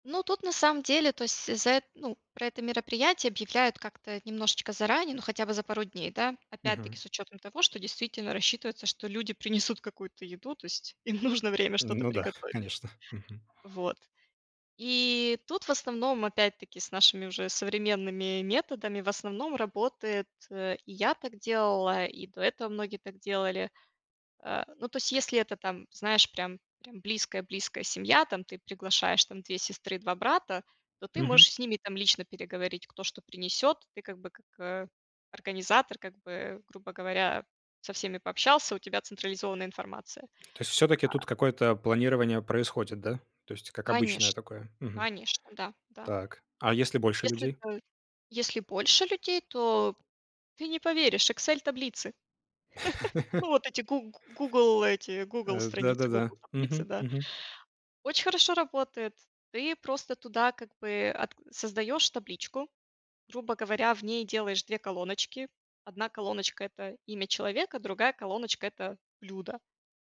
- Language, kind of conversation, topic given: Russian, podcast, Как правильно организовать общий ужин, где каждый приносит своё блюдо?
- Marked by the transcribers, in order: laughing while speaking: "нужно"; chuckle; laugh